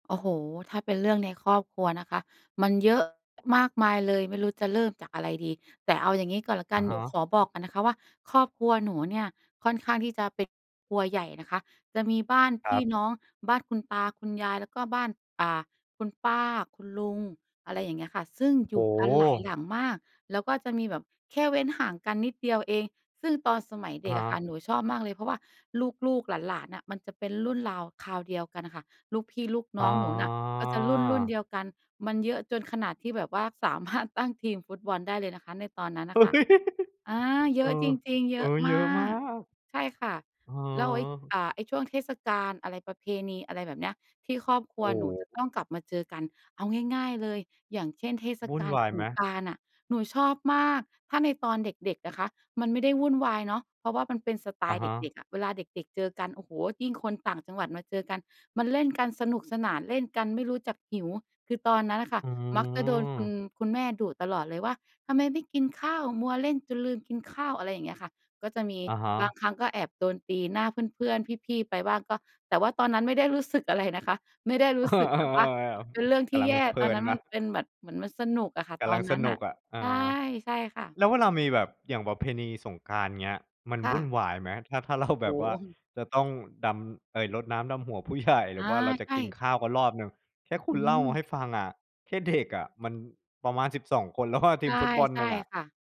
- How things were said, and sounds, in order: other background noise; tapping; drawn out: "อ๋อ"; laughing while speaking: "สามารถ"; laugh; other noise; laughing while speaking: "เออ ๆ ๆ"; "กำลัง" said as "กะลัง"; "กำลัง" said as "กะลัง"; laughing while speaking: "เรา"; chuckle; laughing while speaking: "ใหญ่"; laughing while speaking: "อะ"
- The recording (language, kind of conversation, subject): Thai, podcast, คุณช่วยเล่าให้ฟังหน่อยได้ไหมว่ามีประเพณีของครอบครัวที่คุณรักคืออะไร?